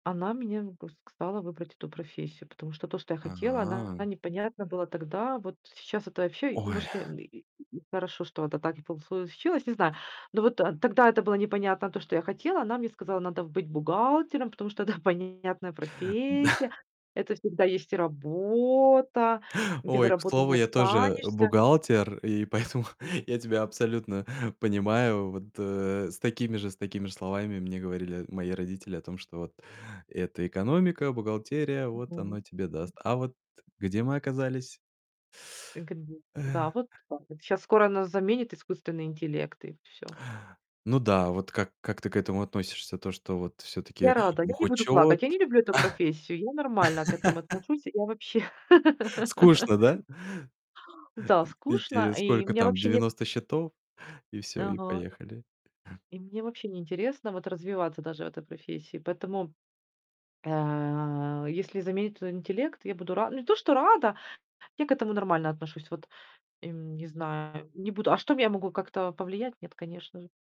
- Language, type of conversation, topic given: Russian, podcast, Как ты относишься к идее успеха по чужим меркам?
- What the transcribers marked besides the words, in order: drawn out: "Ага"; other background noise; put-on voice: "Надо в быть бухгалтером, потому … работы не останешься"; laughing while speaking: "Да"; chuckle; laughing while speaking: "и поэтому"; other noise; unintelligible speech; tapping; laugh; chuckle; laugh